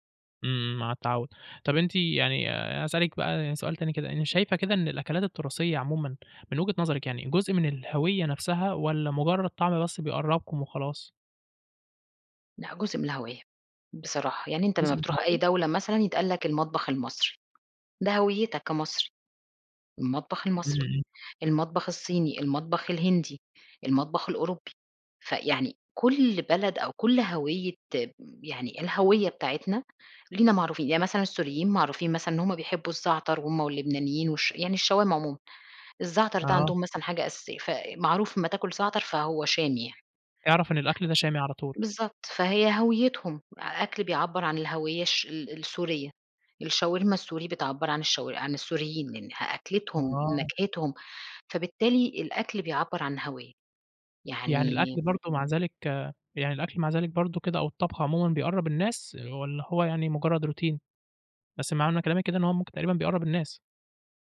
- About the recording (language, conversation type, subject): Arabic, podcast, إزاي بتورّثوا العادات والأكلات في بيتكم؟
- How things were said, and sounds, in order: tapping; in English: "روتين؟"